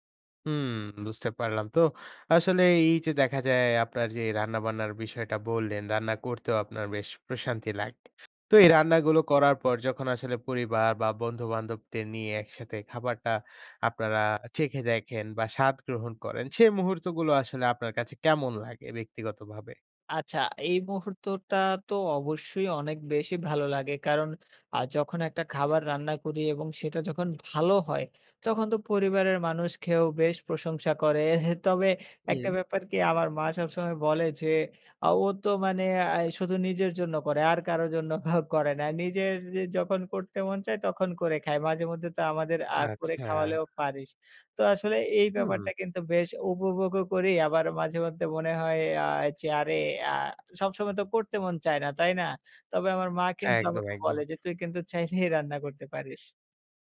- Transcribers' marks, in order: scoff; scoff; scoff
- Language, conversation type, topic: Bengali, podcast, বাড়ির রান্নার মধ্যে কোন খাবারটি আপনাকে সবচেয়ে বেশি সুখ দেয়?